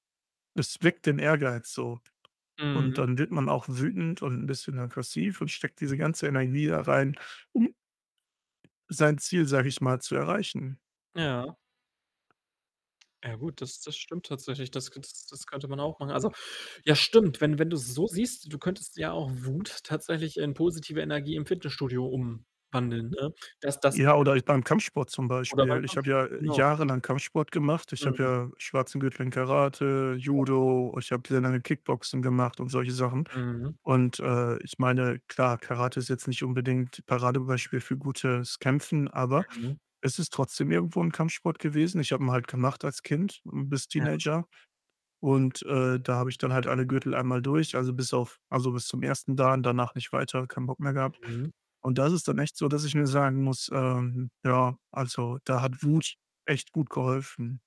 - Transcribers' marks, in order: other background noise; static; distorted speech; tapping
- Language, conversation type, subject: German, unstructured, Wie gehst du mit Wut oder Frust um?